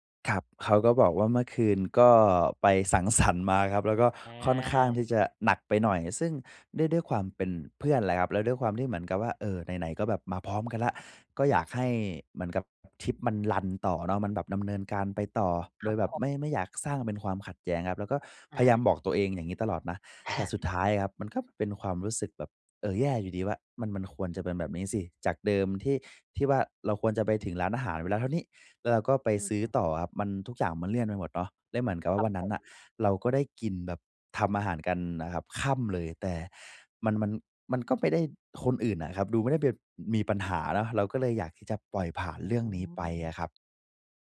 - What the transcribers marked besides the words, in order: laughing while speaking: "สรรค์"; other background noise; chuckle
- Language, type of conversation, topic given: Thai, advice, จะปรับตัวอย่างไรเมื่อทริปมีความไม่แน่นอน?